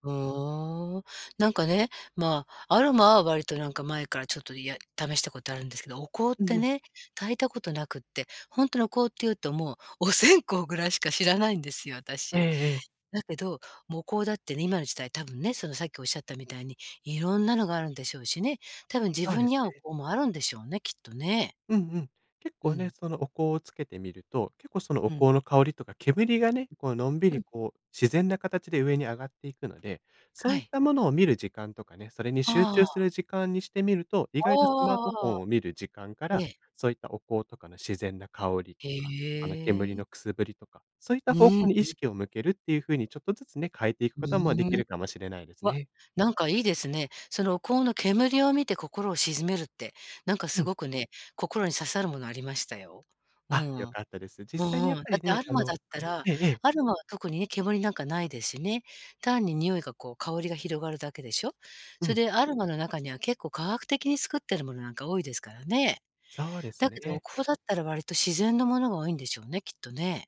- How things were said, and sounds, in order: laughing while speaking: "お線香ぐらいしか"
- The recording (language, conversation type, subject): Japanese, advice, 夜にスマホを見てしまって寝付けない習慣をどうすれば変えられますか？